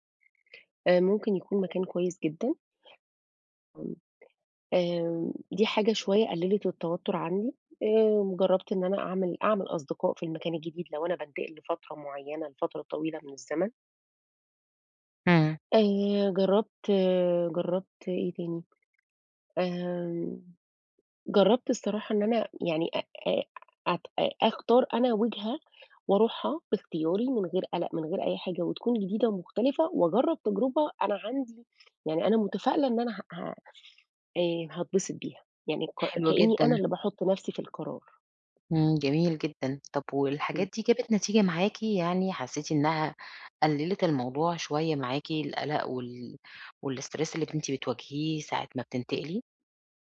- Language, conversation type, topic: Arabic, advice, إزاي أتعامل مع قلقي لما بفكر أستكشف أماكن جديدة؟
- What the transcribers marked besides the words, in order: unintelligible speech; tapping; other background noise; in English: "والstress"